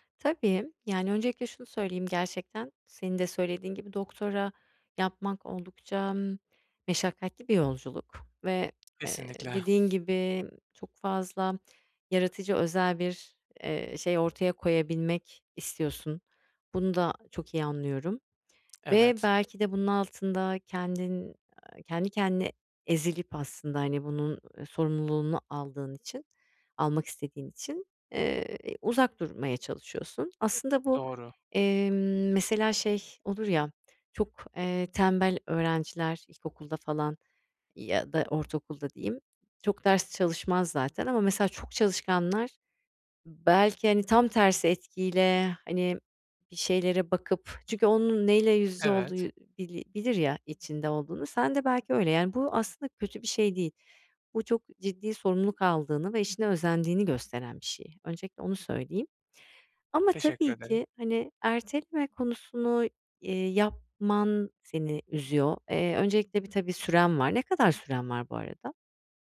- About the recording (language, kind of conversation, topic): Turkish, advice, Erteleme alışkanlığımı nasıl kontrol altına alabilirim?
- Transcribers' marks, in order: other background noise; exhale; tapping